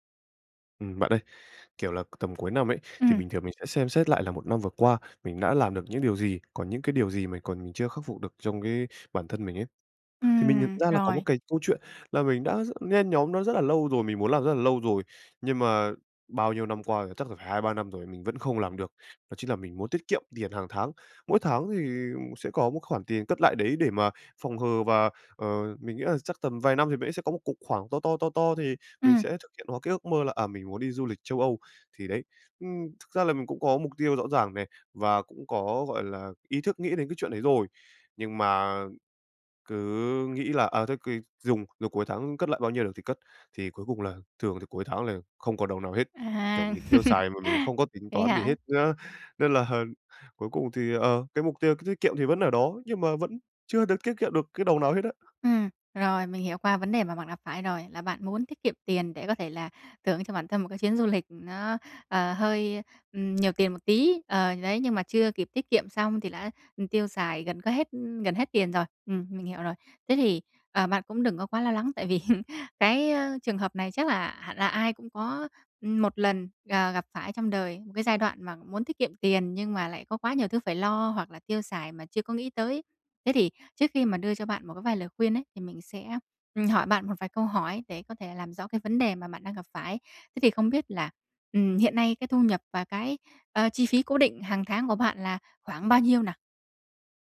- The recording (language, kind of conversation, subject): Vietnamese, advice, Làm sao để tiết kiệm tiền mỗi tháng khi tôi hay tiêu xài không kiểm soát?
- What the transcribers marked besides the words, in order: tapping; laugh; laughing while speaking: "vì"; chuckle